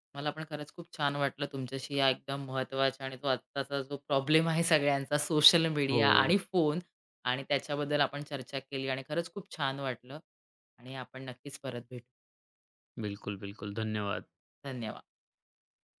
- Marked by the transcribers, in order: laughing while speaking: "जो प्रॉब्लेम आहे सगळ्यांचा सोशल मीडिया आणि फोन"; tapping
- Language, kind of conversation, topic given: Marathi, podcast, सकाळी तुम्ही फोन आणि समाजमाध्यमांचा वापर कसा आणि कोणत्या नियमांनुसार करता?